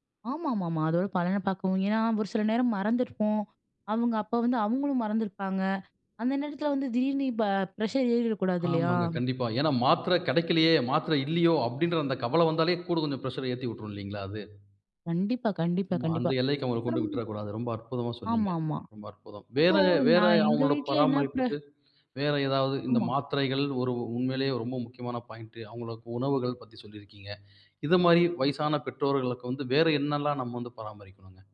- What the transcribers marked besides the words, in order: "இப்ப" said as "இப"; in English: "ப்ரஷர்"; in English: "ப்ரஷர்"; in English: "பாய்ன்ட்"
- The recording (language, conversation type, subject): Tamil, podcast, வயதான பெற்றோரைப் பராமரிக்கும் போது, நீங்கள் எல்லைகளை எவ்வாறு நிர்ணயிப்பீர்கள்?